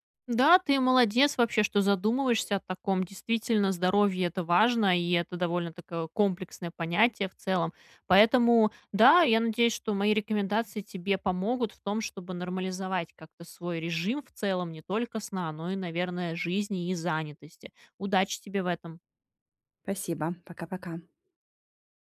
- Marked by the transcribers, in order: "Спасибо" said as "пасибо"
- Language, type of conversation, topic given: Russian, advice, Как улучшить сон и восстановление при активном образе жизни?